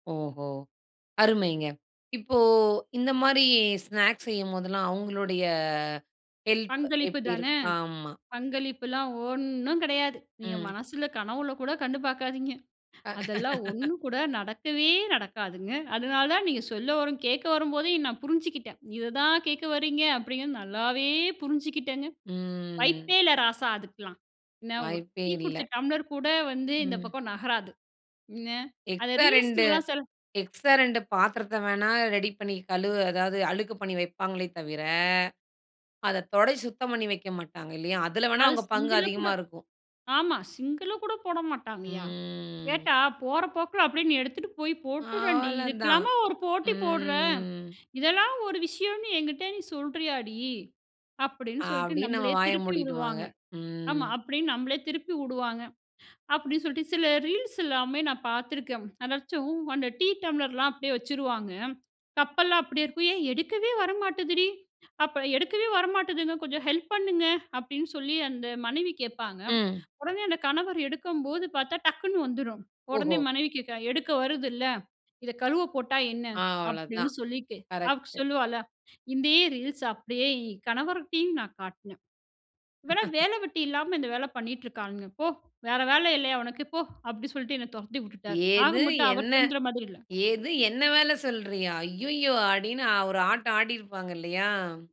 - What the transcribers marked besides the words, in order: "இருக்கும்" said as "இருக்"; laughing while speaking: "பார்க்காதீங்க. அதெல்லாம் ஒண்ணும் கூட நடக்கவே நடக்காதுங்க. அதனால தான் நீங்க"; laugh; drawn out: "தான்"; drawn out: "நல்லாவே"; drawn out: "ம்"; drawn out: "தவிர"; "தொடச்சு" said as "தொடஸ்"; drawn out: "ம்"; drawn out: "ம்"; inhale; drawn out: "அவ்ளோதான்"; "அவள்" said as "அவ்"; "இதே" said as "இந்தே"; laugh; "விட்டுட்டார்" said as "உட்டுட்டாரு"; surprised: "ஏது என்னை ஏது என்னை வேல சொல்றியா? அய்யயோ!"
- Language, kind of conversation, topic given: Tamil, podcast, மாலை நேரத்தில் குடும்பத்துடன் நேரம் கழிப்பது பற்றி உங்கள் எண்ணம் என்ன?